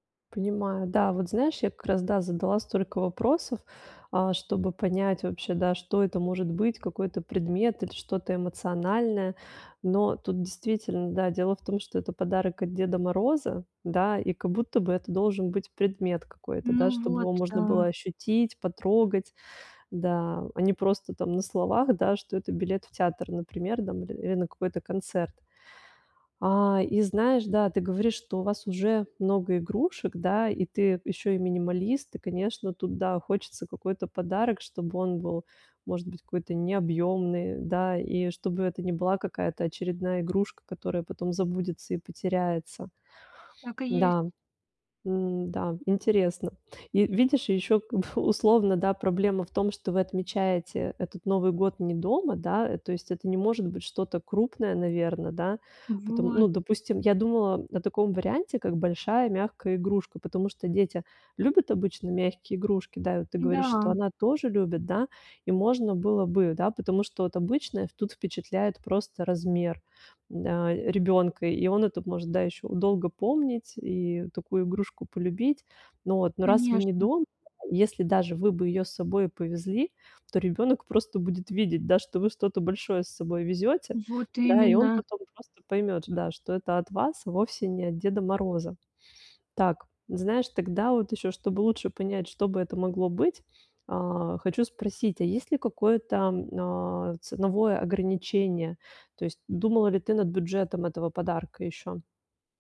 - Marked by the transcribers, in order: none
- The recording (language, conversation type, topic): Russian, advice, Как выбрать хороший подарок, если я не знаю, что купить?